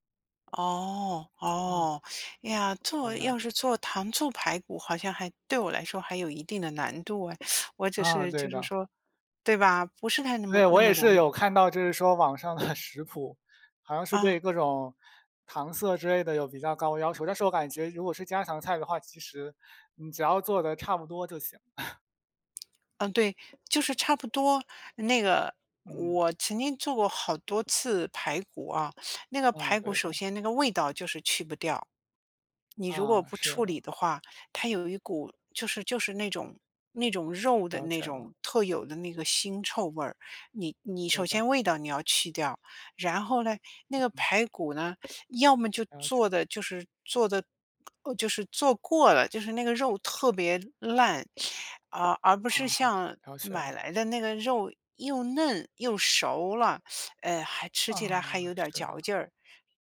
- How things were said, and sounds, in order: tapping; teeth sucking; other background noise; laughing while speaking: "的"; chuckle; teeth sucking; teeth sucking; other noise; teeth sucking; teeth sucking
- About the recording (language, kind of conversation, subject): Chinese, unstructured, 你最喜欢的家常菜是什么？
- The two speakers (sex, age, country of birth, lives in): female, 60-64, China, United States; male, 20-24, China, Finland